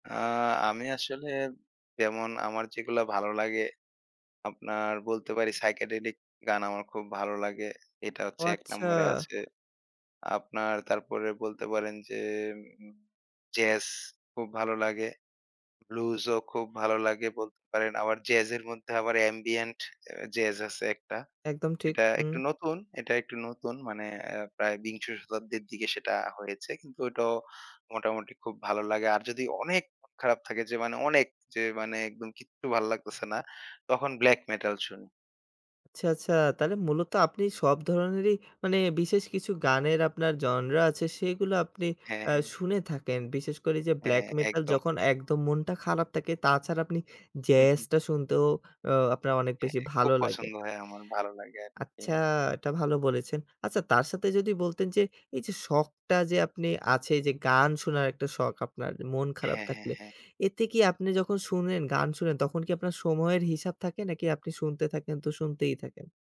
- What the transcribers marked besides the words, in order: in English: "psychedelic"; unintelligible speech
- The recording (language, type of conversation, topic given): Bengali, podcast, কোন শখ তোমার মানসিক শান্তি দেয়?